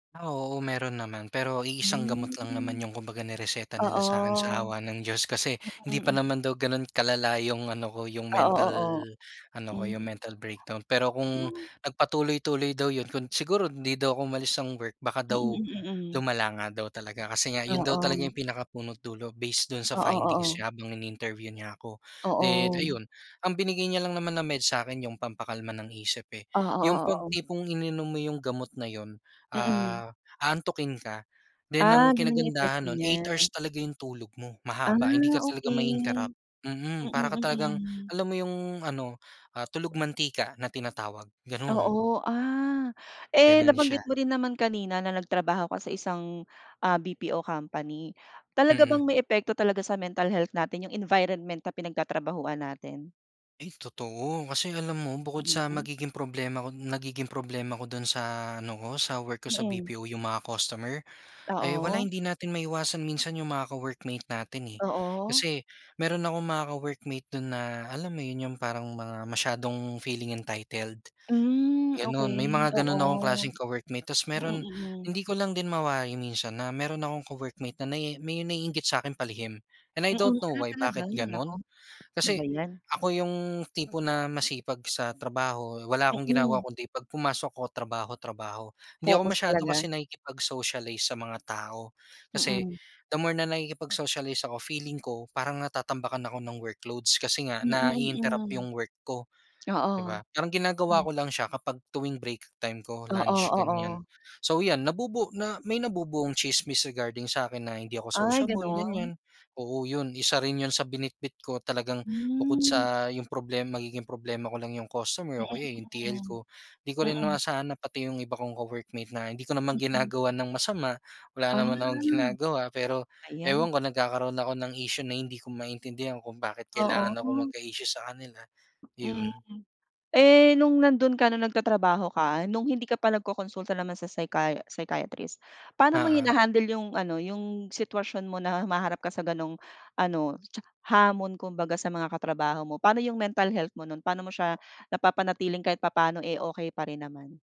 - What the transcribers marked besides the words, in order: other background noise; in English: "And I don't know why"; tapping; unintelligible speech
- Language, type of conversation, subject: Filipino, podcast, Ano ang mga simpleng gawi mo para mapangalagaan ang kalusugan ng isip mo?